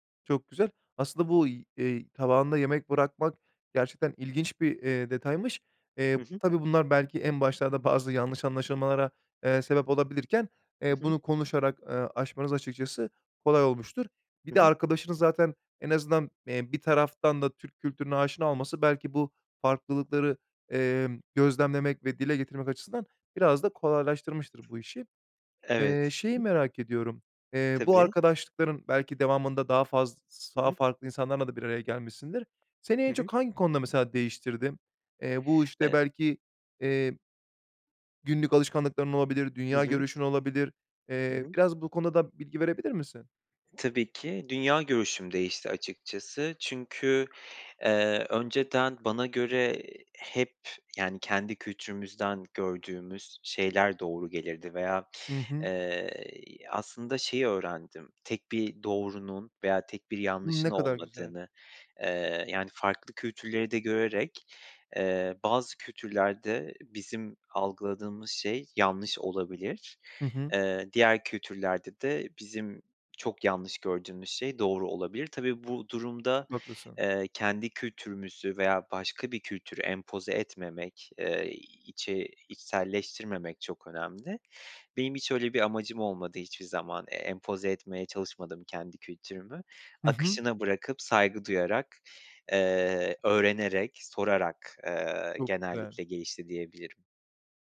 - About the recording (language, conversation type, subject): Turkish, podcast, Çokkültürlü arkadaşlıklar sana neler kattı?
- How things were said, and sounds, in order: other background noise